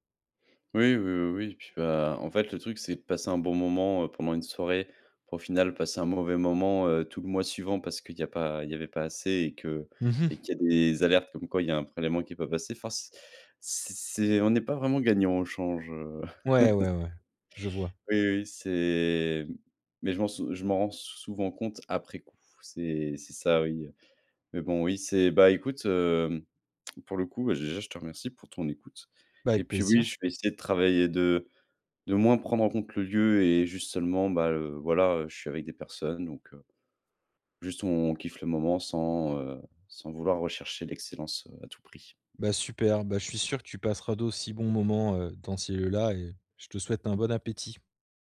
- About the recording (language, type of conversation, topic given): French, advice, Comment éviter que la pression sociale n’influence mes dépenses et ne me pousse à trop dépenser ?
- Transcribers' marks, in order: other background noise; chuckle